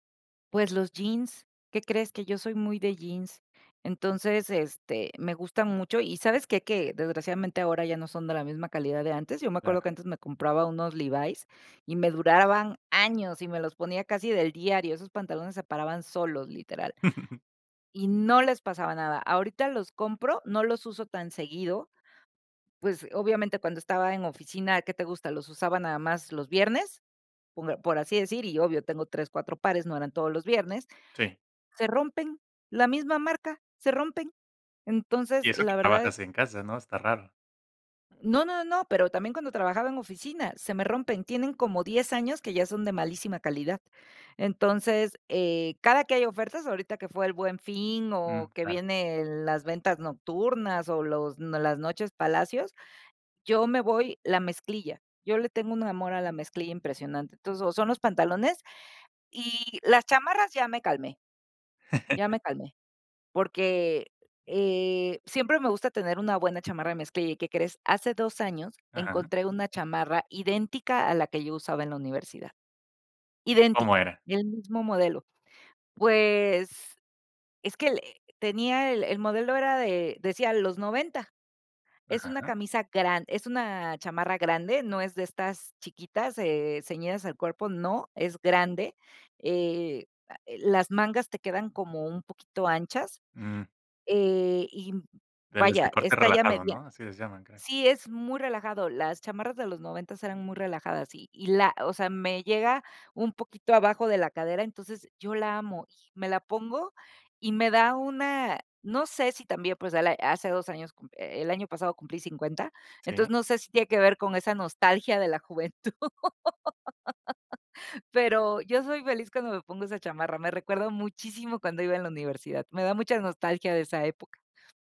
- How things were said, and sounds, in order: chuckle; other background noise; chuckle; laughing while speaking: "juventud"
- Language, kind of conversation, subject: Spanish, podcast, ¿Tienes prendas que usas según tu estado de ánimo?